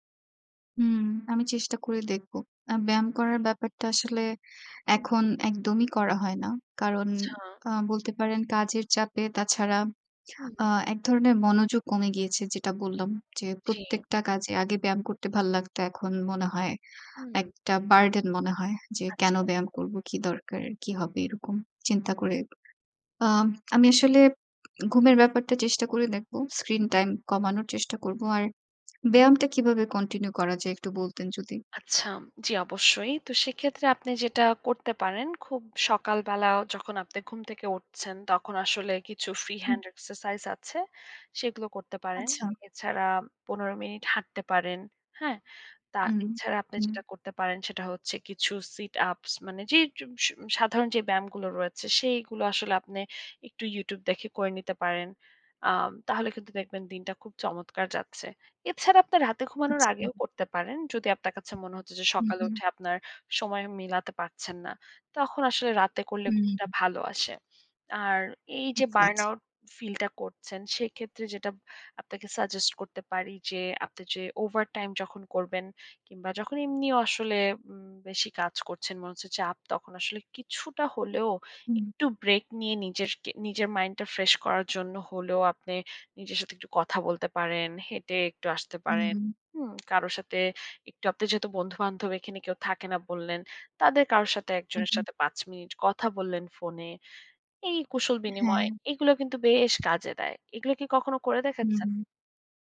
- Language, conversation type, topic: Bengali, advice, দীর্ঘদিন কাজের চাপের কারণে কি আপনি মানসিক ও শারীরিকভাবে অতিরিক্ত ক্লান্তি অনুভব করছেন?
- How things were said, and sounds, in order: in English: "বার্ডেন"; in English: "Screen time"; in English: "free hand exercise"; in English: "sit ups"; in English: "burn out feel"; drawn out: "বেশ"